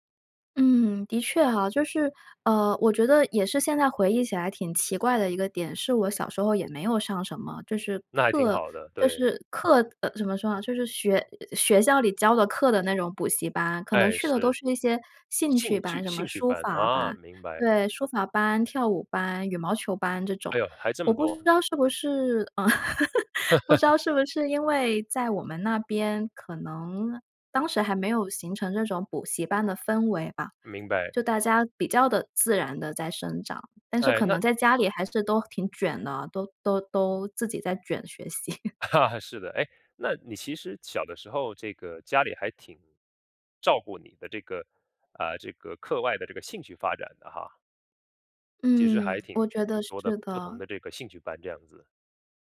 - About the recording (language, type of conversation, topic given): Chinese, podcast, 说说你家里对孩子成才的期待是怎样的？
- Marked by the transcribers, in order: laugh; laughing while speaking: "习"; laughing while speaking: "啊"